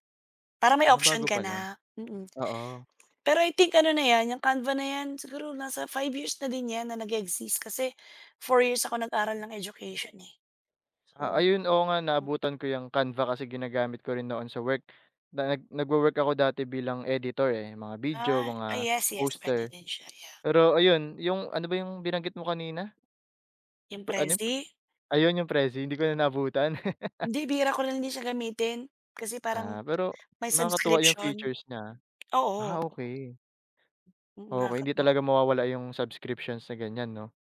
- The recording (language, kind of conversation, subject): Filipino, unstructured, Paano mo ginagamit ang teknolohiya para mapadali ang araw-araw mong buhay?
- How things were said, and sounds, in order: laugh; other background noise; tapping